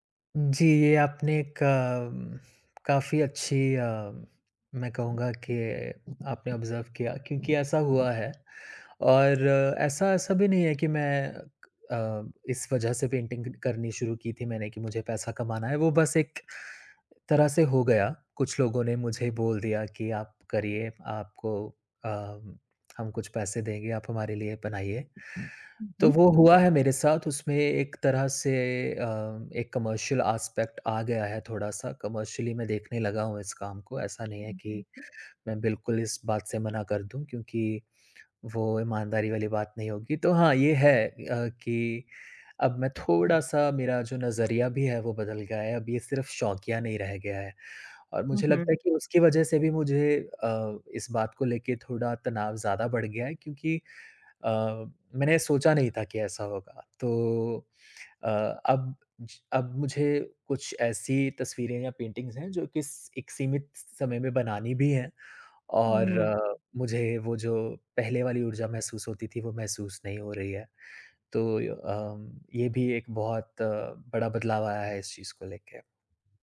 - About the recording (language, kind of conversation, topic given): Hindi, advice, परिचित माहौल में निरंतर ऊब महसूस होने पर नए विचार कैसे लाएँ?
- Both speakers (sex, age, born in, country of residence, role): female, 40-44, India, Netherlands, advisor; male, 30-34, India, India, user
- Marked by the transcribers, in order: in English: "ऑब्जर्व"; other background noise; in English: "पेंटिंग"; tapping; in English: "कमर्शियल आस्पेक्ट"; in English: "कमर्शियली"; unintelligible speech; in English: "पेंटिंग्स"